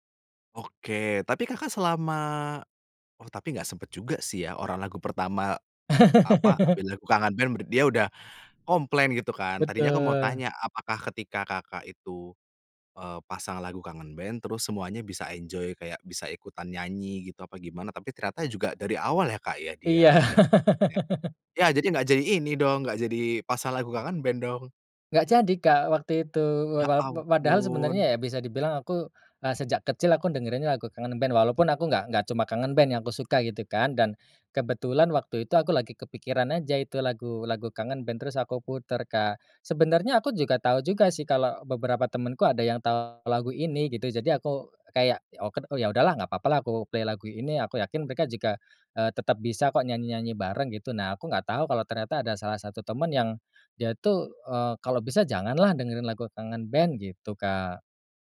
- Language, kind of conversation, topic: Indonesian, podcast, Pernahkah ada lagu yang memicu perdebatan saat kalian membuat daftar putar bersama?
- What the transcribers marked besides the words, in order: laugh; other background noise; in English: "enjoy"; laugh; in English: "play"